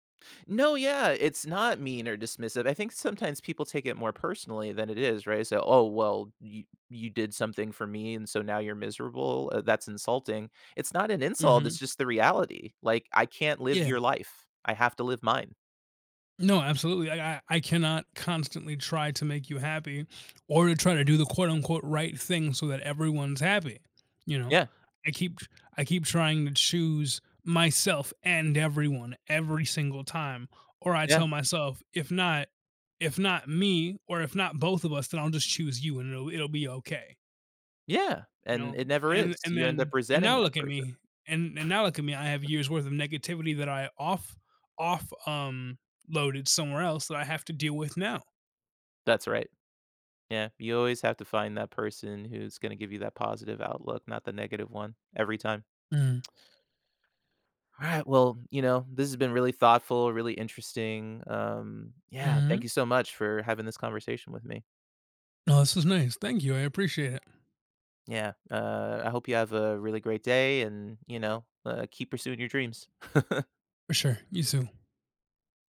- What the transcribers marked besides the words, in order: chuckle; chuckle
- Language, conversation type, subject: English, unstructured, How can we use shared humor to keep our relationship close?